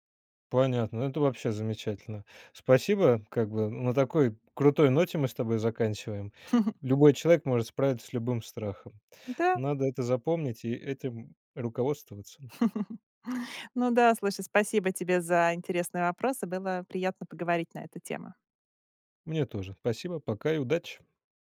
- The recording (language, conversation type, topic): Russian, podcast, Как ты работаешь со своими страхами, чтобы их преодолеть?
- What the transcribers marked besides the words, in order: chuckle; other background noise; giggle